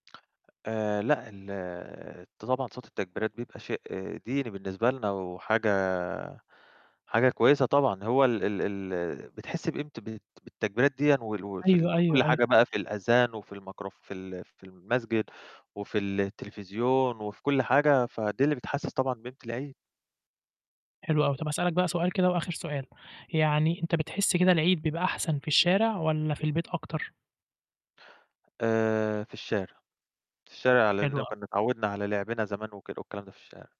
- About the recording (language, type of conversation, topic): Arabic, podcast, إزاي بتحتفلوا سوا بالأعياد والمناسبات؟
- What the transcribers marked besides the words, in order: other noise; distorted speech; tapping